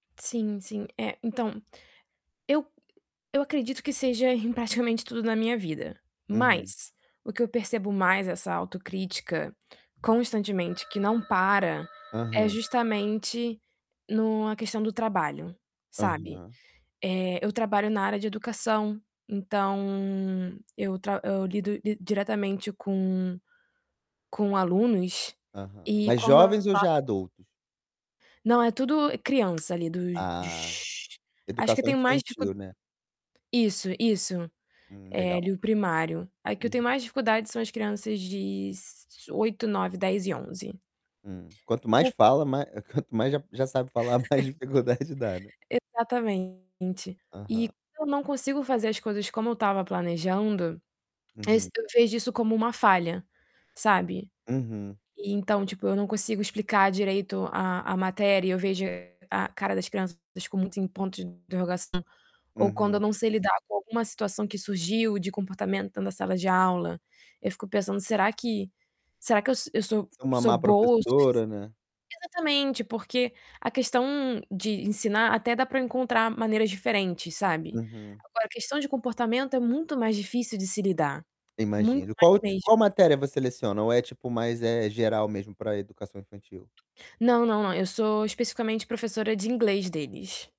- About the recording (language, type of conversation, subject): Portuguese, advice, Como posso reduzir a autocrítica interna que me derruba constantemente?
- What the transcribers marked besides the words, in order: alarm; distorted speech; "adultos" said as "adoutos"; tapping; other background noise; chuckle; static